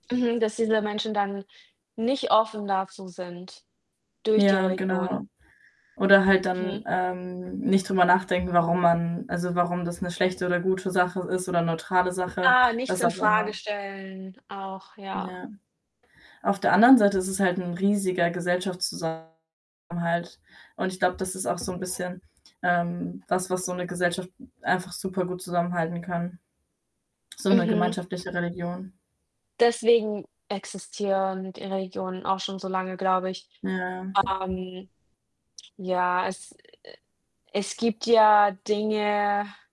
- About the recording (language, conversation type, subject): German, unstructured, Wie beeinflusst Religion den Alltag von Menschen auf der ganzen Welt?
- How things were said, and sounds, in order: static; other background noise; distorted speech